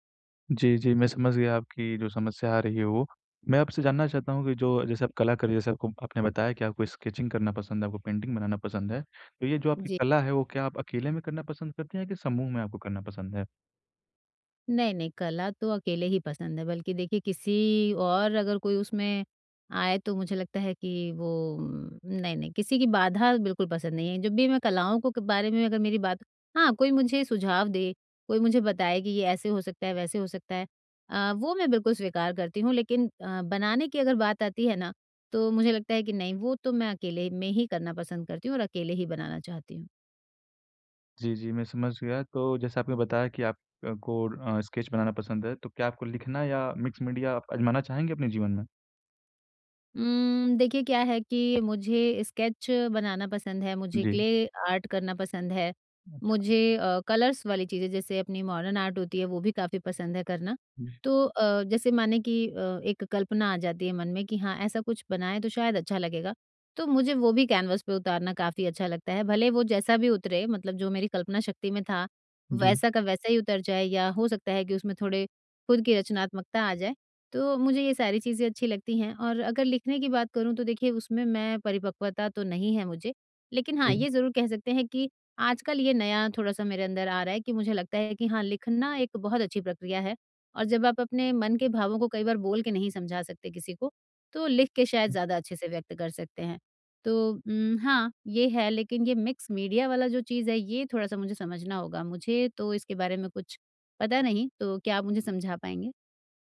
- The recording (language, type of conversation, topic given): Hindi, advice, कला के ज़रिए मैं अपनी भावनाओं को कैसे समझ और व्यक्त कर सकता/सकती हूँ?
- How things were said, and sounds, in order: tapping; in English: "स्केचिंग"; in English: "पेंटिंग"; in English: "स्केच"; in English: "मिक्स"; in English: "स्केच"; in English: "क्ले आर्ट"; in English: "कलर्स"; in English: "मोर्डर्न आर्ट"; in English: "मिक्स"